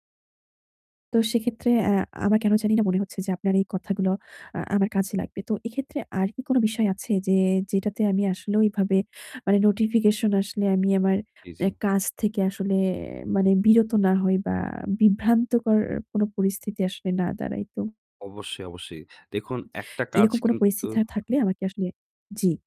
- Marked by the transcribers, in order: none
- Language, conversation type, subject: Bengali, advice, বহু ডিভাইস থেকে আসা নোটিফিকেশনগুলো কীভাবে আপনাকে বিভ্রান্ত করে আপনার কাজ আটকে দিচ্ছে?
- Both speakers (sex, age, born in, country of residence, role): female, 45-49, Bangladesh, Bangladesh, user; male, 20-24, Bangladesh, Bangladesh, advisor